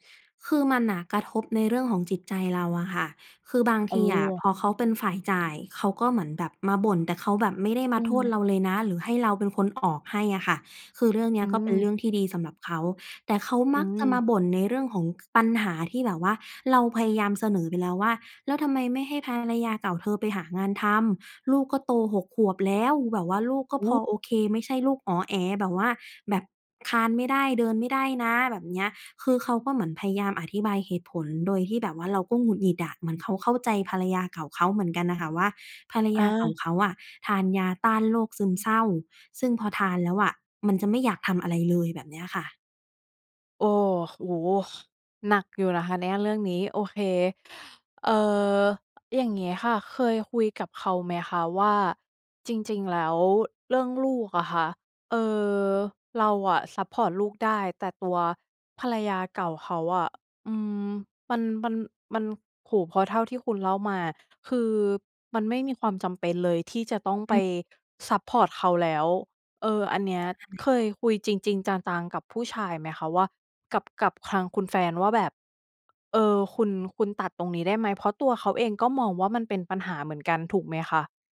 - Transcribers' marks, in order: tapping
- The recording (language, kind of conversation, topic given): Thai, advice, คุณควรคุยกับคู่รักอย่างไรเมื่อมีความขัดแย้งเรื่องการใช้จ่าย?